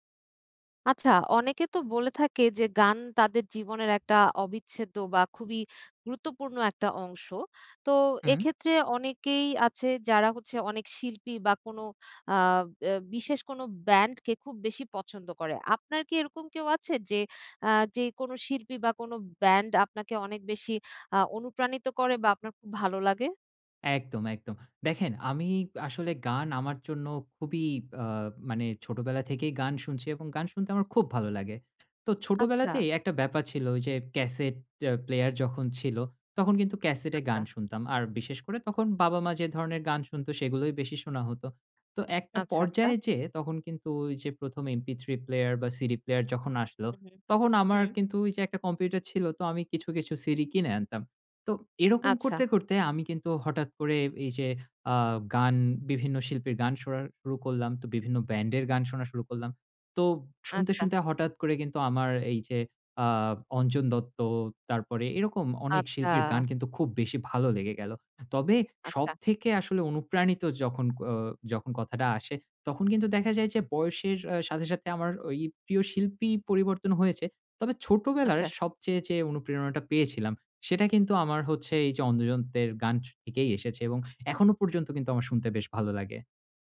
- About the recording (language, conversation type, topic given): Bengali, podcast, কোন শিল্পী বা ব্যান্ড তোমাকে সবচেয়ে অনুপ্রাণিত করেছে?
- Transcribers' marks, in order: "শোনা" said as "সোরার"; tapping; "অঞ্জন দত্তের" said as "অঞ্জজন্তের"